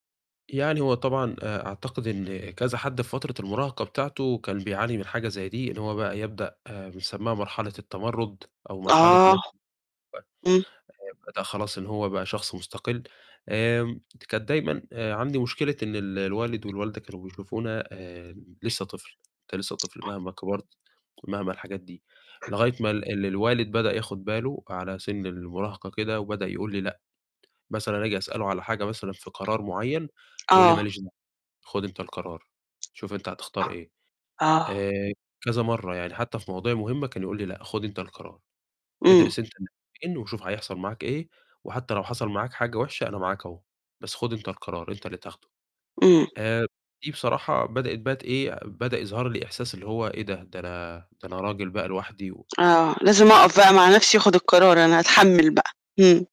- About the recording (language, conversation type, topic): Arabic, podcast, إيه دور الصحبة والعيلة في تطوّرك؟
- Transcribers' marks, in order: distorted speech; tapping; other background noise; unintelligible speech; unintelligible speech